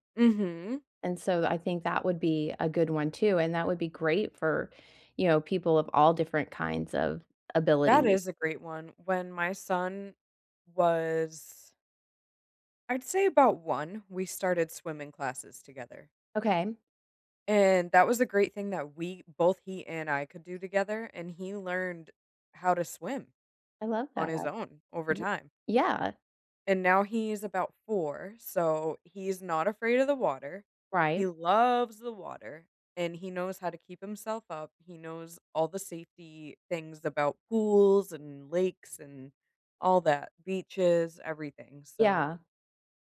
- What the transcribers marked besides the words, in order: other background noise
- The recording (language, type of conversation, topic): English, unstructured, How can I make my gym welcoming to people with different abilities?